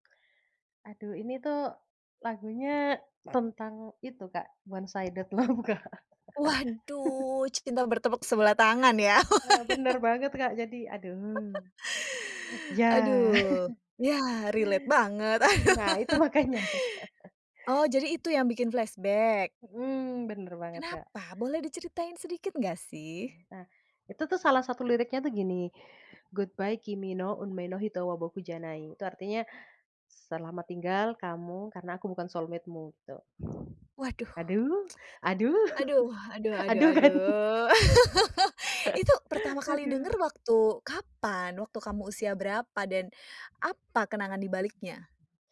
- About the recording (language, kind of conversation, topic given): Indonesian, podcast, Lagu apa yang selalu membuat kamu teringat kembali pada masa lalu?
- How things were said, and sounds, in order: other background noise; in English: "one sided love"; laughing while speaking: "love, Kak"; tapping; laugh; laugh; chuckle; in English: "relate"; laughing while speaking: "itu makanya"; laugh; in English: "flashback?"; in English: "Goodbye"; in Japanese: "kimi no unmei no hito wa boku janai"; in English: "soulmate-mu"; tsk; laugh; laughing while speaking: "Aduh, kan?"; laugh